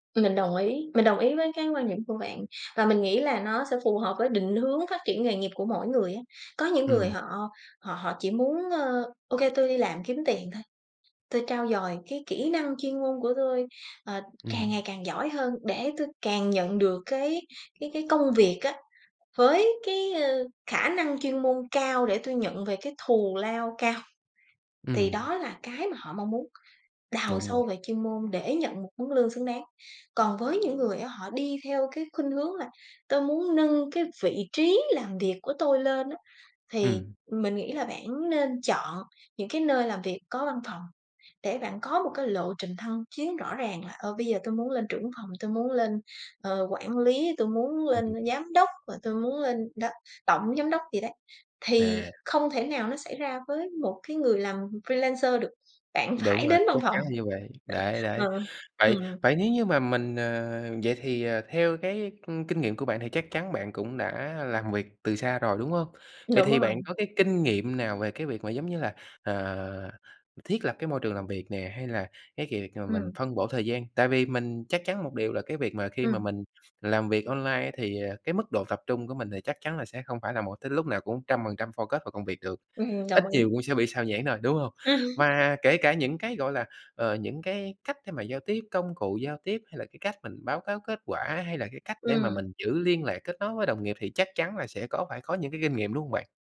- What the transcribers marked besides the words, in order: tapping; in English: "freelancer"; chuckle; in English: "focus"; laughing while speaking: "Ừm"
- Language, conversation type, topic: Vietnamese, podcast, Bạn nghĩ gì về làm việc từ xa so với làm việc tại văn phòng?